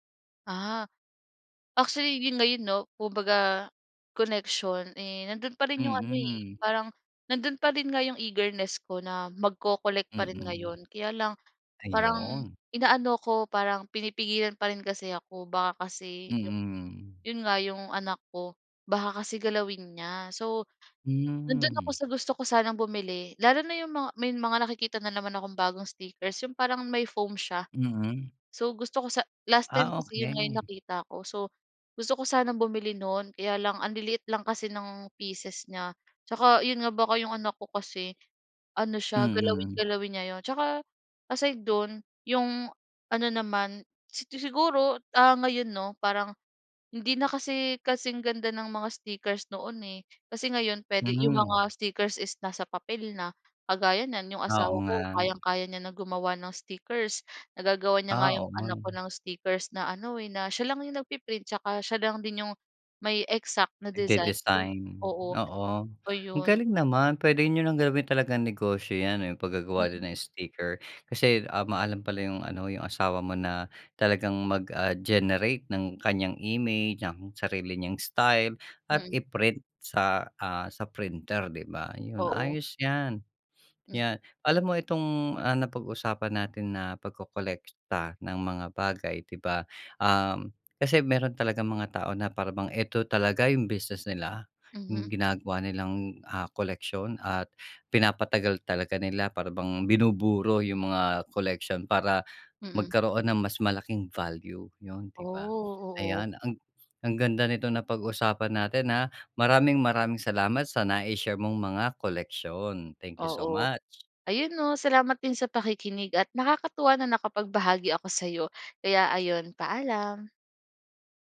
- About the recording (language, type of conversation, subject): Filipino, podcast, May koleksyon ka ba noon, at bakit mo ito kinolekta?
- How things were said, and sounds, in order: in English: "eagerness"; other background noise; in English: "generate"